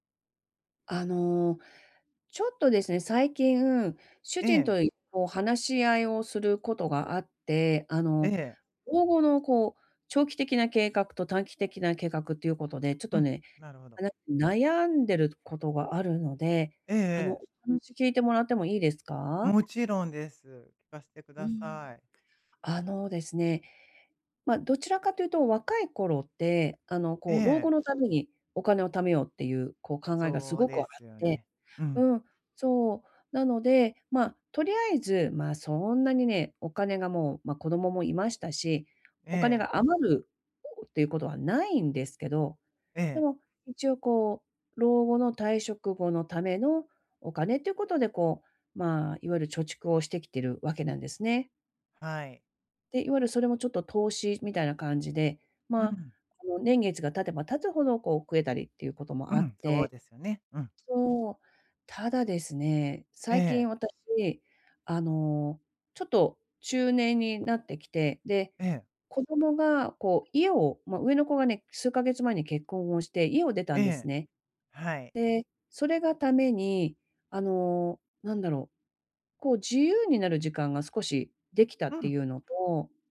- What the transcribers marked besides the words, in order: other background noise
- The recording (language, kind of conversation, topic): Japanese, advice, 長期計画がある中で、急な変化にどう調整すればよいですか？